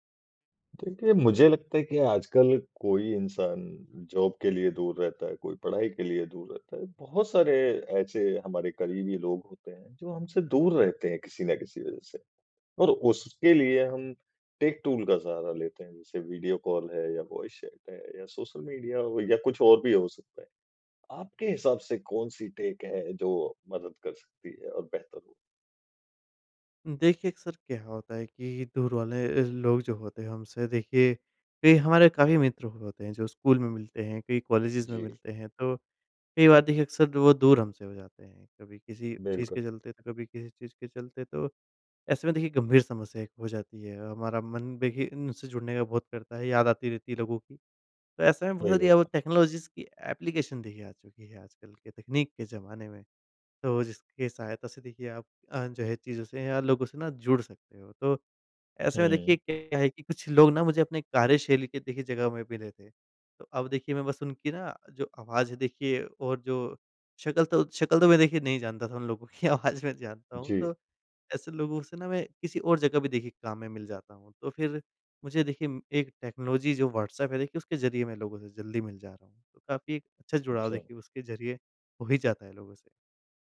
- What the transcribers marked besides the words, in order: in English: "जॉब"; in English: "टेक टूल"; in English: "वॉइस"; in English: "टेक"; in English: "कॉलेजेज़"; in English: "टेक्नोलॉजीज़"; tapping; in English: "एप्लीकेशन"; laughing while speaking: "आवाज़ मैं जानता"; in English: "टेक्नोलॉज़ी"
- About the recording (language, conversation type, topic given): Hindi, podcast, दूर रहने वालों से जुड़ने में तकनीक तुम्हारी कैसे मदद करती है?